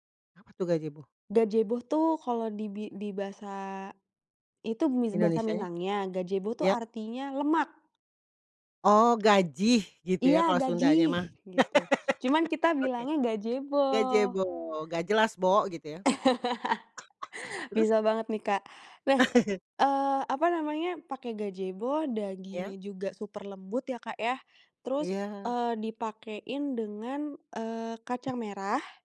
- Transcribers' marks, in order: laugh; laugh; chuckle; chuckle
- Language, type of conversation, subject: Indonesian, podcast, Bagaimana keluarga kalian menjaga dan mewariskan resep masakan turun-temurun?
- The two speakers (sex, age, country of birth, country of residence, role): female, 30-34, Indonesia, Indonesia, guest; female, 60-64, Indonesia, Indonesia, host